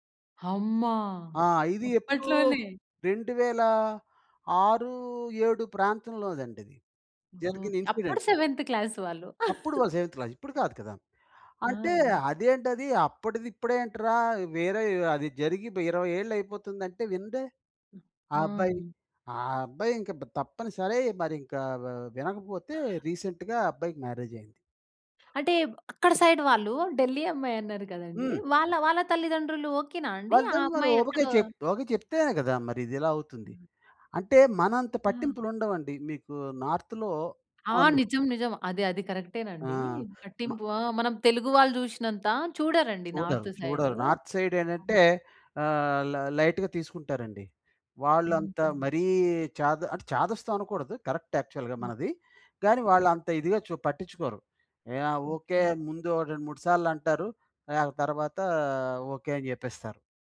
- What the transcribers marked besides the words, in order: in English: "ఇన్సిడెంట్"; in English: "సెవెంత్ క్లాస్"; chuckle; in English: "సెవెంత్ క్లాస్"; other noise; in English: "రీసెంట్‌గా"; in English: "మ్యారేజ్"; other background noise; in English: "సైడ్"; in English: "నార్త్‌లో"; in English: "నార్త్ సైడ్"; in English: "నార్త్ సైడ్"; in English: "ల లైట్‌గా"; in English: "కరెక్ట్ యాక్చువల్‌గా"
- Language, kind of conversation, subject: Telugu, podcast, పెళ్లి విషయంలో మీ కుటుంబం మీ నుంచి ఏవేవి ఆశిస్తుంది?